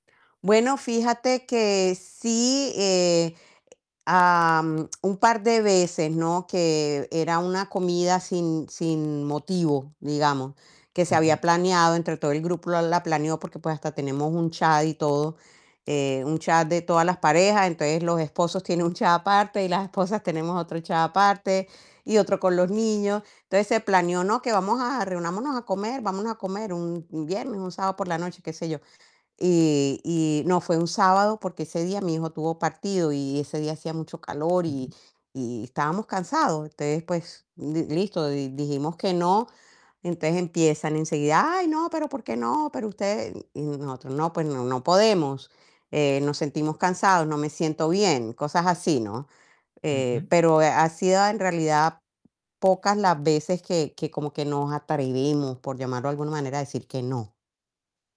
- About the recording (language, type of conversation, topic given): Spanish, advice, ¿Cómo puedo manejar mi agenda social y mis compromisos cuando me están agobiando?
- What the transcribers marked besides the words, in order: distorted speech; tapping